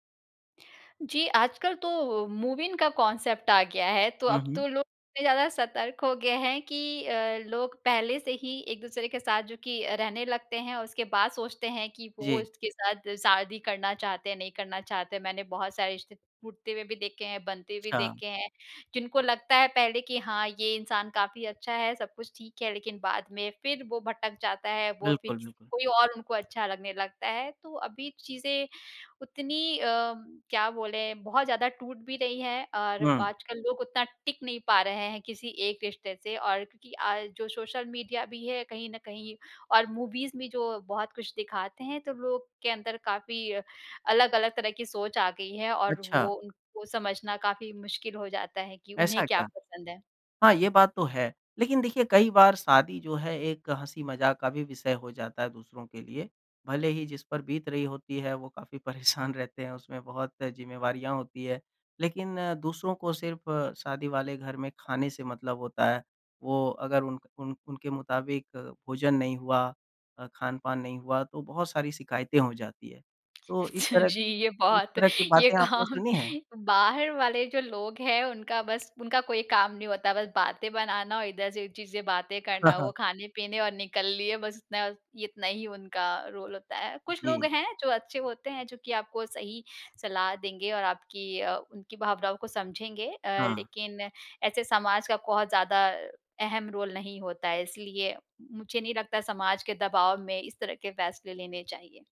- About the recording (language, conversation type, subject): Hindi, podcast, शादी या रिश्ते को लेकर बड़े फैसले आप कैसे लेते हैं?
- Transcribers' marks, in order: in English: "मूव इन"; in English: "कॉन्सेप्ट"; other background noise; in English: "मूवीज़"; tapping; laughing while speaking: "जी, ये बहुत ये काम"; in English: "रोल"; in English: "रोल"